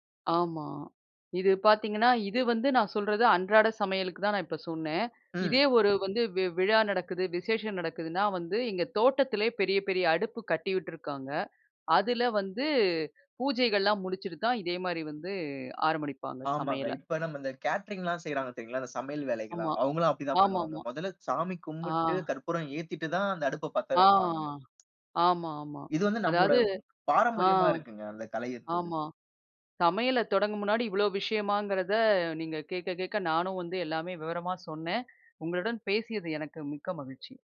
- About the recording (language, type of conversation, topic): Tamil, podcast, சமையலைத் தொடங்குவதற்கு முன் உங்கள் வீட்டில் கடைப்பிடிக்கும் மரபு என்ன?
- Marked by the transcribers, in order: in English: "கேட்டரிங்லாம்"; drawn out: "ஆ"; tapping